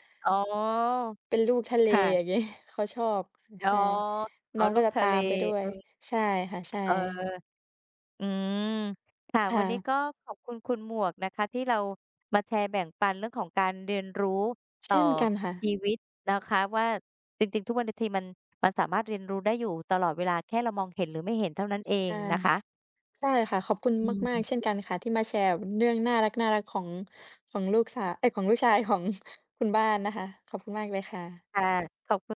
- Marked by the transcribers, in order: laughing while speaking: "อย่างงี้"; background speech; tapping; other noise; laughing while speaking: "ของ"
- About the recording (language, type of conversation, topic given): Thai, unstructured, การเรียนรู้ส่งผลต่อชีวิตคุณอย่างไร?